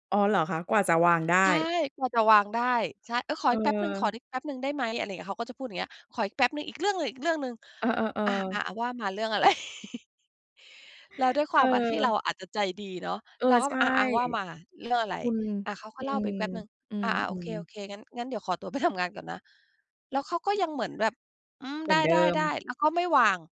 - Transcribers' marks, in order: laughing while speaking: "อะไร ?"; chuckle
- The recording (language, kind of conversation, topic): Thai, podcast, จะทำอย่างไรให้คนอื่นเข้าใจขอบเขตของคุณได้ง่ายขึ้น?